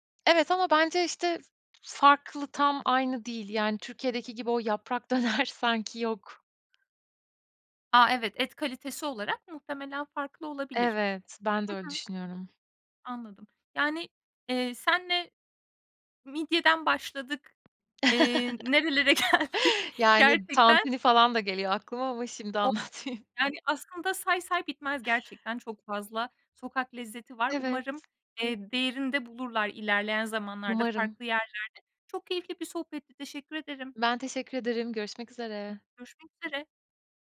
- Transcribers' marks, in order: other noise; laughing while speaking: "döner"; other background noise; chuckle; laughing while speaking: "geldik"; laughing while speaking: "anlatmayayım"; tapping
- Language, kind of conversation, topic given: Turkish, podcast, Sokak lezzetleri senin için ne ifade ediyor?